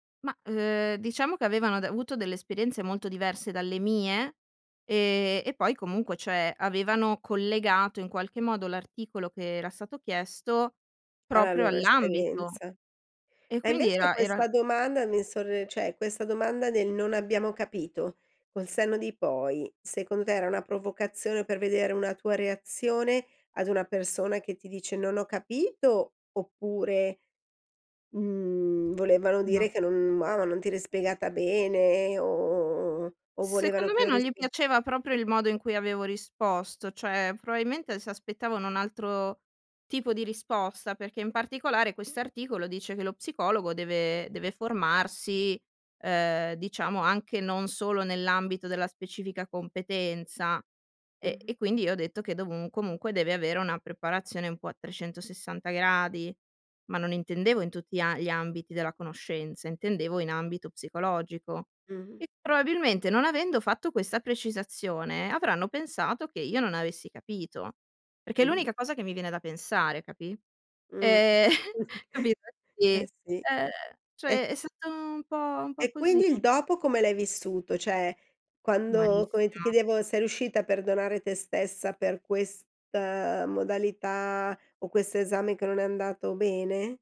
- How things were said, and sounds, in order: tapping; "cioè" said as "ceh"; "probabilmente" said as "proailmente"; chuckle; laughing while speaking: "Ehm, capito?"; "Cioè" said as "ceh"
- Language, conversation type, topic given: Italian, podcast, Cosa ti ha aiutato a perdonarti dopo un errore?